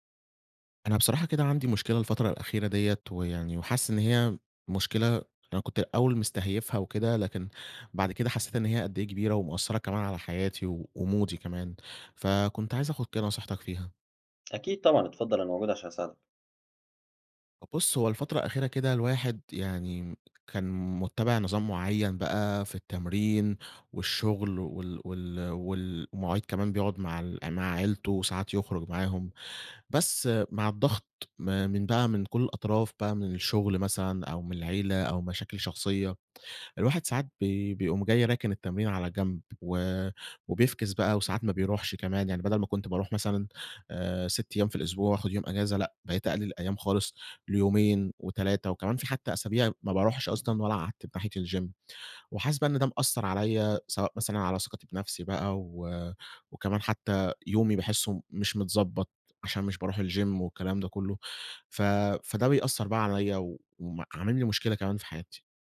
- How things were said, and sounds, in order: in English: "ومودي"; in English: "الGym"; in English: "الGym"
- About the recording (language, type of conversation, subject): Arabic, advice, إزاي أقدر أوازن بين الشغل والعيلة ومواعيد التمرين؟